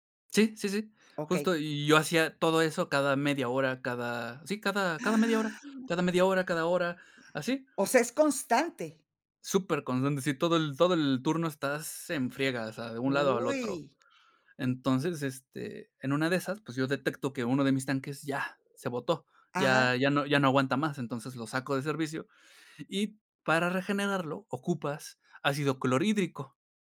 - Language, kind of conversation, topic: Spanish, podcast, ¿Qué errores cometiste al aprender por tu cuenta?
- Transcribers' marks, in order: other background noise; tapping